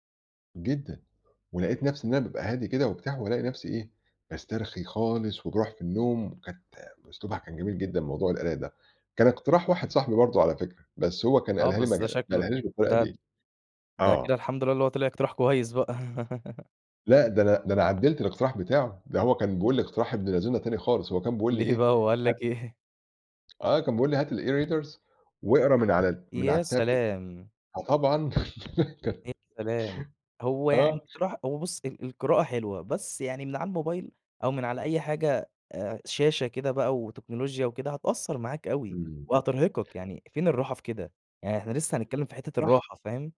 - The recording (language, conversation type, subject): Arabic, podcast, إزاي تحافظ على نوم وراحة كويسين وإنت في فترة التعافي؟
- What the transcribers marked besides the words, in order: laugh; laughing while speaking: "ليه بقى، هو قال لك إيه؟"; in English: "الEreaders"; in English: "الTablet"; laugh